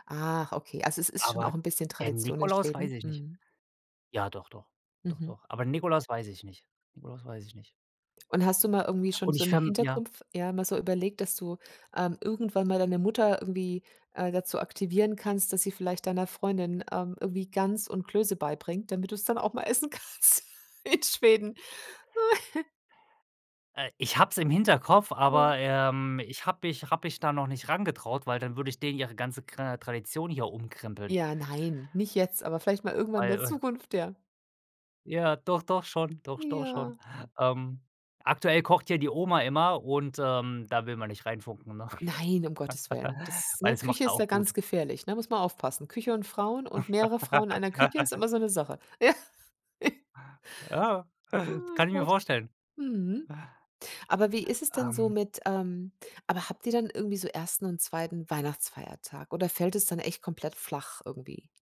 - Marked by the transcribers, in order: other background noise; laughing while speaking: "mal essen kannst in"; chuckle; chuckle; chuckle; laughing while speaking: "Ja"; laugh
- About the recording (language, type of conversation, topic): German, podcast, Kannst du von einer Tradition in deiner Familie erzählen, die dir viel bedeutet?